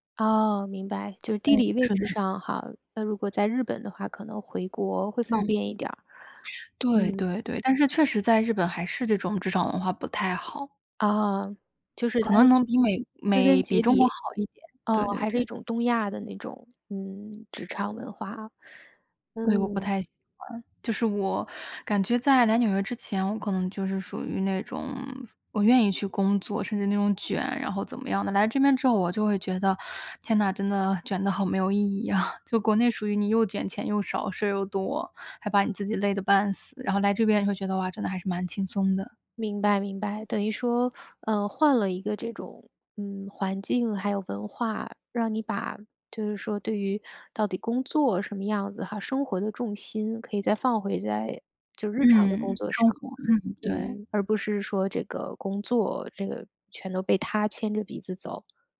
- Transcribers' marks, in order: inhale
- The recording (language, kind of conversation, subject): Chinese, podcast, 有哪次旅行让你重新看待人生？